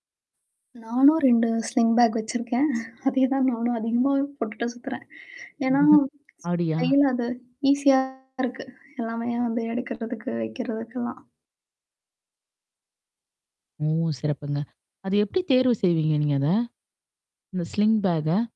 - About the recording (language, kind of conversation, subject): Tamil, podcast, இன்ஸ்டாகிராம் போன்ற சமூக ஊடகங்கள் உங்கள் ஆடைத் தேர்வை எவ்வளவு பாதிக்கின்றன?
- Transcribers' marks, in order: in English: "ஸ்லிங் பேக்"; chuckle; static; chuckle; distorted speech; tapping; in English: "ஸ்லிங் பேக்க?"